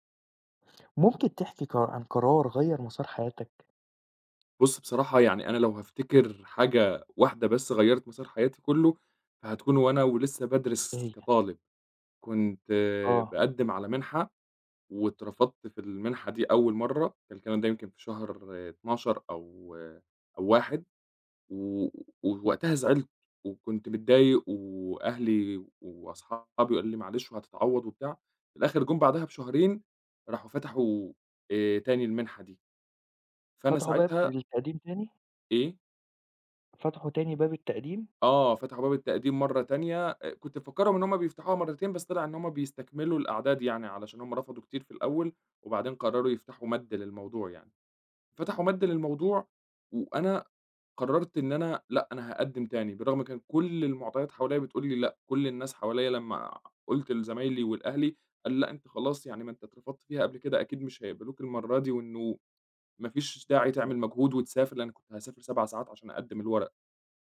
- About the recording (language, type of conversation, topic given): Arabic, podcast, قرار غيّر مسار حياتك
- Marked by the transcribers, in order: other background noise